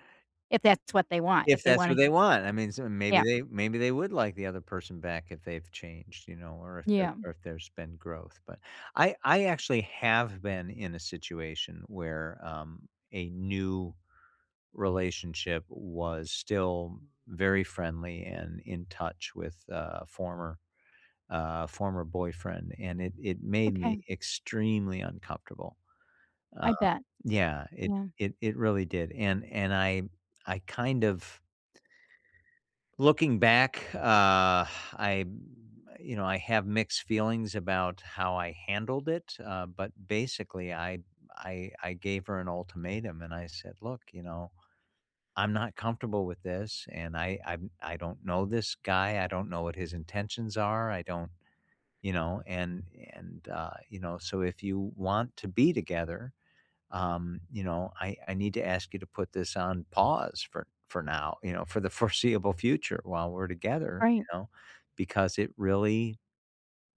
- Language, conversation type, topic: English, unstructured, Is it okay to date someone who still talks to their ex?
- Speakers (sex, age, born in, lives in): female, 60-64, United States, United States; male, 55-59, United States, United States
- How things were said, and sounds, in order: none